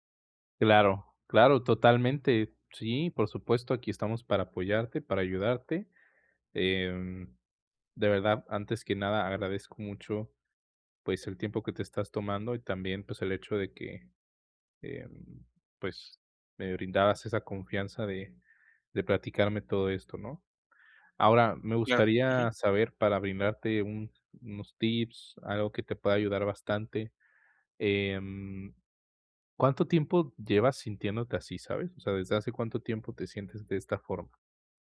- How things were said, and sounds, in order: none
- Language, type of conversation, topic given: Spanish, advice, ¿Por qué, aunque he descansado, sigo sin energía?